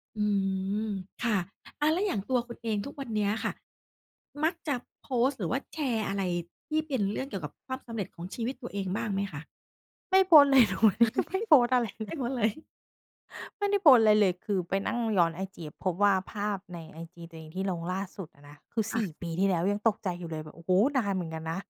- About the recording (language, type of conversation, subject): Thai, podcast, สังคมออนไลน์เปลี่ยนความหมายของความสำเร็จอย่างไรบ้าง?
- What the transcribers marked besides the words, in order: other background noise; laughing while speaking: "เลย ทุกวันนี้ยังไม่โพสต์อะไรเลย"; chuckle